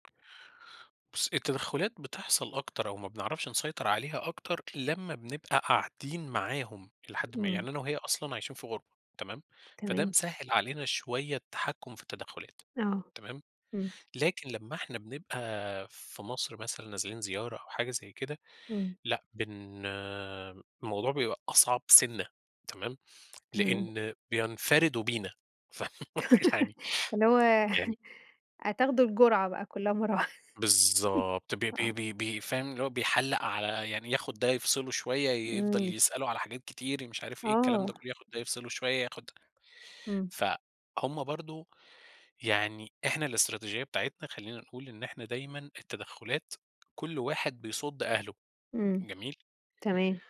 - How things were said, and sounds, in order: tapping; giggle; chuckle; laughing while speaking: "ف"; giggle; laughing while speaking: "واحد"; laugh
- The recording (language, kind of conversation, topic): Arabic, podcast, إزاي بتتعاملوا مع تدخل أهل شريككوا في حياتكوا؟